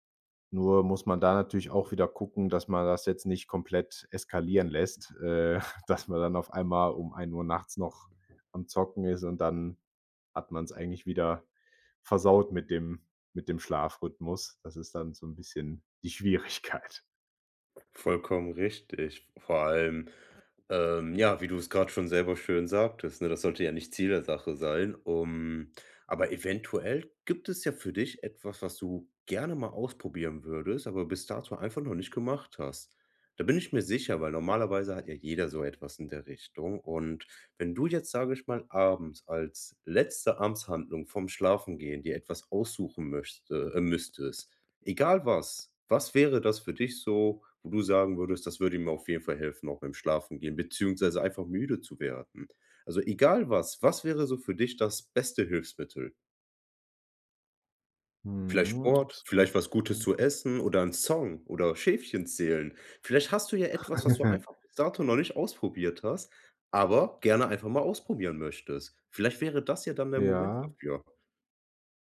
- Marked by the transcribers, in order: chuckle; laughing while speaking: "dass man"; other background noise; laughing while speaking: "Schwierigkeit"; stressed: "Song"; chuckle
- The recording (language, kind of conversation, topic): German, advice, Warum fällt es dir schwer, einen regelmäßigen Schlafrhythmus einzuhalten?